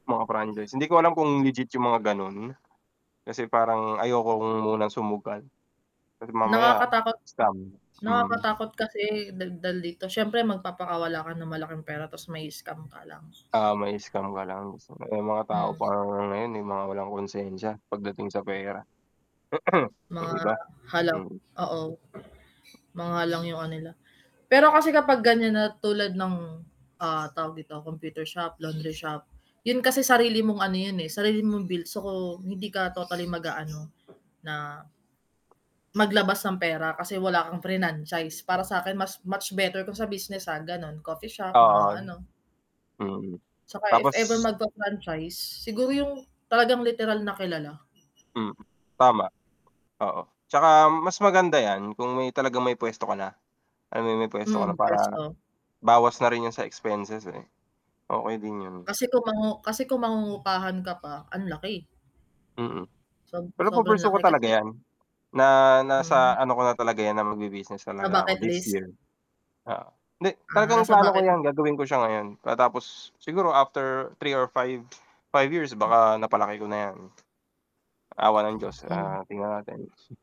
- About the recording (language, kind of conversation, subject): Filipino, unstructured, Saan mo nakikita ang sarili mo sa loob ng limang taon pagdating sa personal na pag-unlad?
- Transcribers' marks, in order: static; bird; other background noise; tapping; throat clearing; mechanical hum